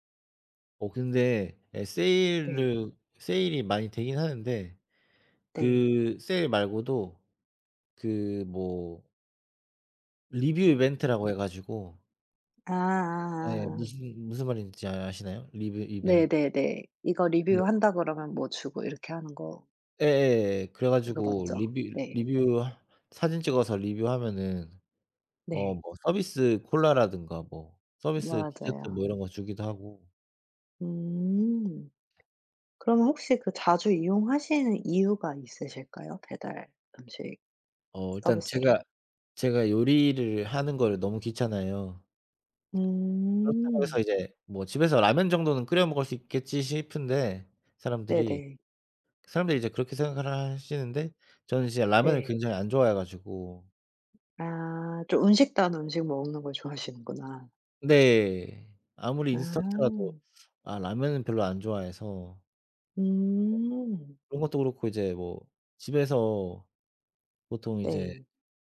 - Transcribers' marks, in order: other background noise; tapping
- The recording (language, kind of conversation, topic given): Korean, unstructured, 음식 배달 서비스를 너무 자주 이용하는 것은 문제가 될까요?